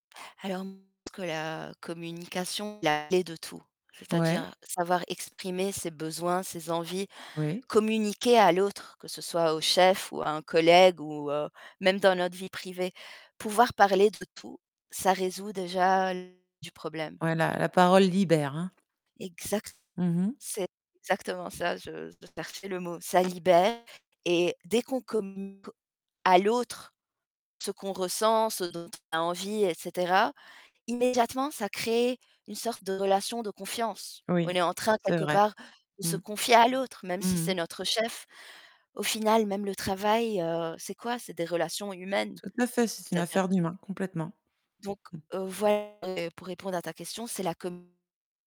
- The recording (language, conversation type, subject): French, podcast, Comment gères-tu l’équilibre entre ta vie professionnelle et ta vie personnelle ?
- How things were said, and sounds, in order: distorted speech; tapping; unintelligible speech